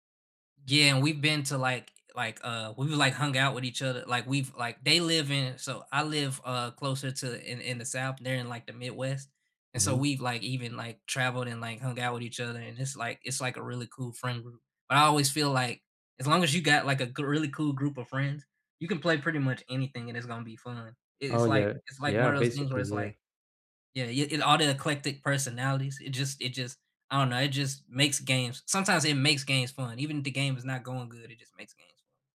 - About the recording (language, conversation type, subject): English, unstructured, What go-to board games, party games, or co-op video games make your perfect game night with friends, and why?
- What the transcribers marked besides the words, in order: none